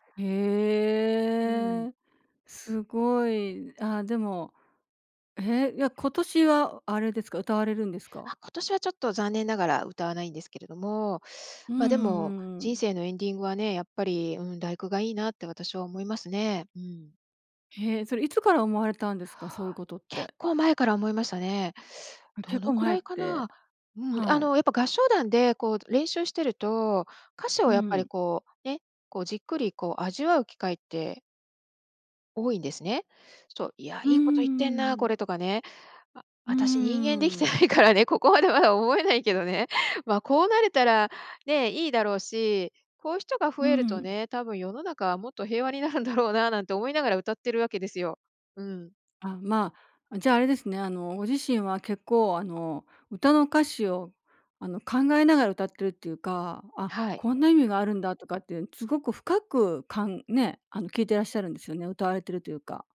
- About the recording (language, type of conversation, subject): Japanese, podcast, 人生の最期に流したい「エンディング曲」は何ですか？
- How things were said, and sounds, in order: other noise; laughing while speaking: "ないからね、ここまでまだ思えないけどね"